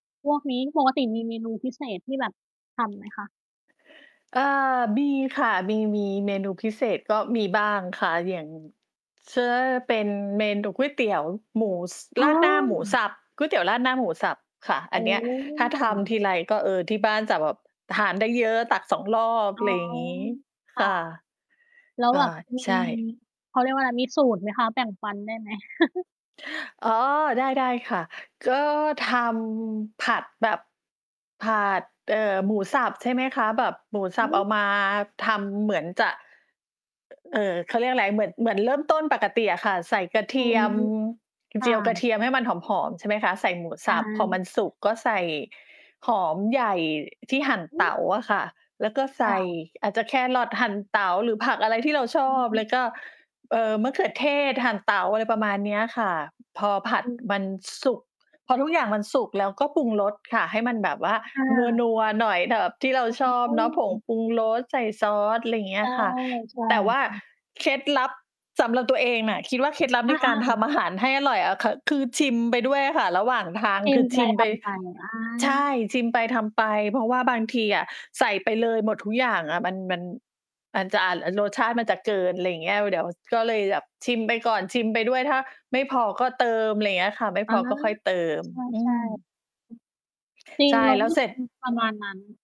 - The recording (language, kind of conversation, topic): Thai, unstructured, คุณมีเคล็ดลับอะไรในการทำอาหารให้อร่อยขึ้นบ้างไหม?
- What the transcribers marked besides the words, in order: other background noise; distorted speech; chuckle; mechanical hum; tapping